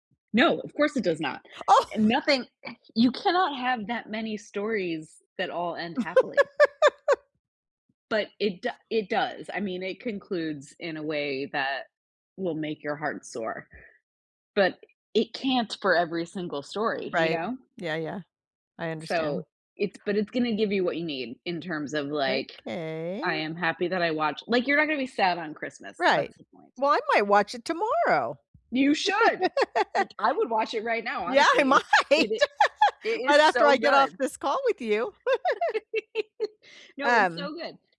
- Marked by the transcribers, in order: laugh; other background noise; laugh; laughing while speaking: "Yeah, I might"; laugh; giggle; tapping
- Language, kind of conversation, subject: English, unstructured, What is your favorite holiday movie or song, and why?